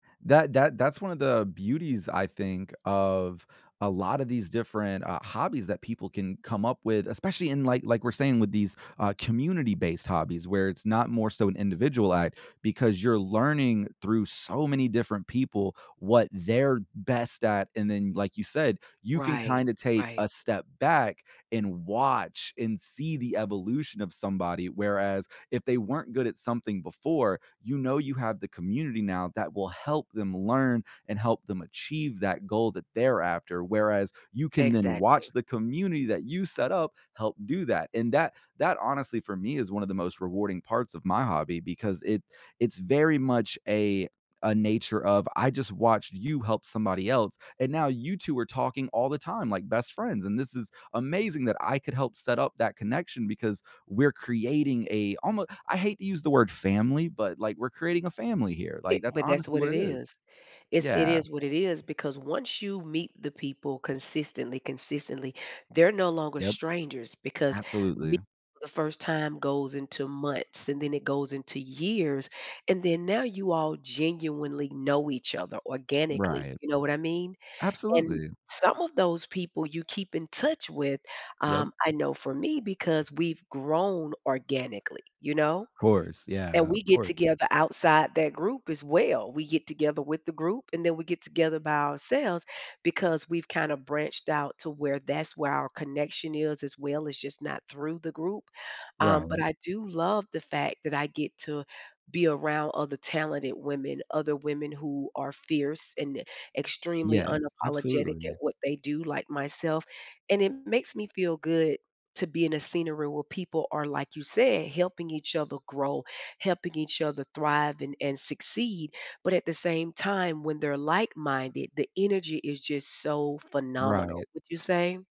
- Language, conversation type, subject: English, unstructured, Have you ever found a hobby that connected you with new people?
- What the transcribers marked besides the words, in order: none